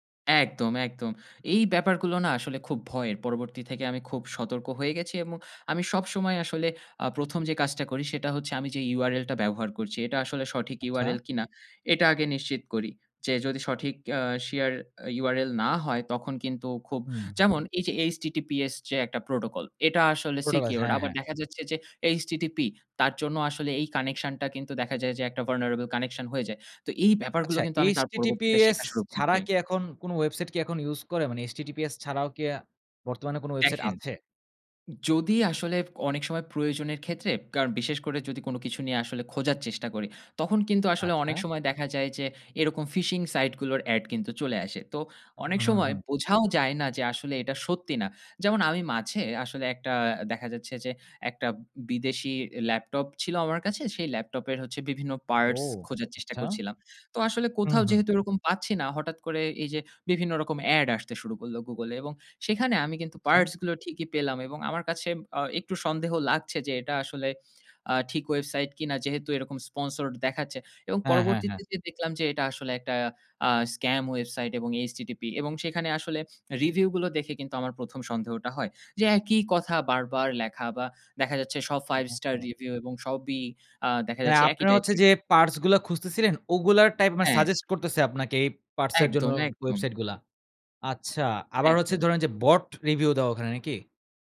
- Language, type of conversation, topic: Bengali, podcast, ডাটা প্রাইভেসি নিয়ে আপনি কী কী সতর্কতা নেন?
- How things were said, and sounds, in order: in English: "secured"; in English: "vulnerable connection"; in English: "phishing site"; in English: "sponsored"; unintelligible speech; in English: "bot review"